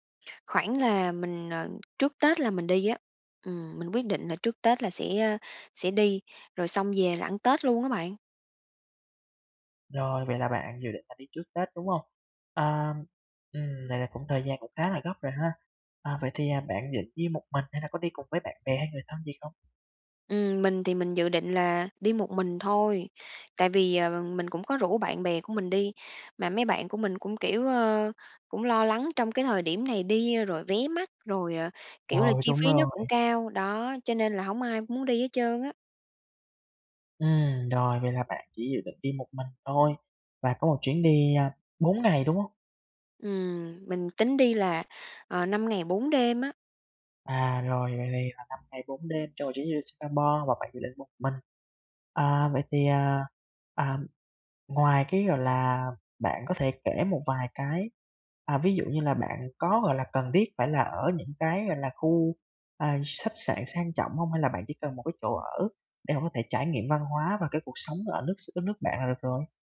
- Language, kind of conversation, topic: Vietnamese, advice, Làm sao để du lịch khi ngân sách rất hạn chế?
- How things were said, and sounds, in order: other background noise; tapping